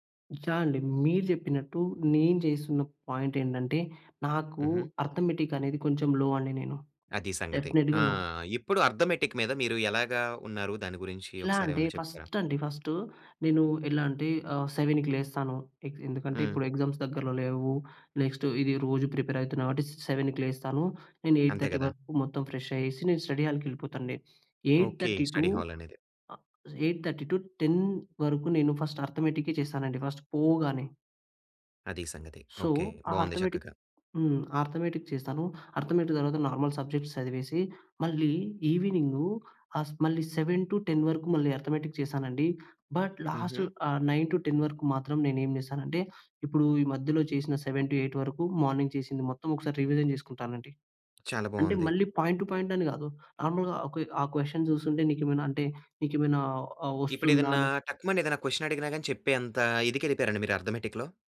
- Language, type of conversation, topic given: Telugu, podcast, నువ్వు విఫలమైనప్పుడు నీకు నిజంగా ఏం అనిపిస్తుంది?
- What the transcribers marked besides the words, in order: in English: "పాయింట్"; in English: "అర్ధమెటిక్"; in English: "లో"; in English: "డెఫినిట్‌గా లో"; in English: "అర్ధమెటిక్"; in English: "ఫస్ట్"; tapping; in English: "సెవెన్‍కి"; in English: "ఎగ్జామ్స్"; in English: "నెక్స్ట్"; in English: "ప్రిపేర్"; in English: "సెవెన్‍కి"; in English: "ఎయిట్ థర్టీ"; in English: "ఫ్రెష్"; in English: "స్టడీ హాల్‌కెళ్ళిపోతాను"; in English: "స్టడీ హాల్"; in English: "ఎయిట్ థర్టీ టూ"; in English: "ఎయిట్ థర్టీ టు టెన్"; in English: "ఫస్ట్"; in English: "ఫస్ట్"; in English: "సో"; in English: "అర్ధమెటిక్"; in English: "అర్ధమెటిక్"; in English: "అర్థమెటిక్"; in English: "నార్మల్ సబ్జెక్ట్స్"; in English: "సెవెన్ టు టెన్"; in English: "అర్ధమెటిక్"; in English: "బట్, లాస్ట్"; in English: "నైన్ టు టెన్"; in English: "సెవెన్ టు ఎయిట్"; in English: "మార్నింగ్"; in English: "రివిజన్"; in English: "పాయింట్ టు పాయింట్"; in English: "నార్మల్‌గా"; in English: "క్వెషన్"; in English: "క్వెషన్"; in English: "అర్ధమెటిక్‌లో?"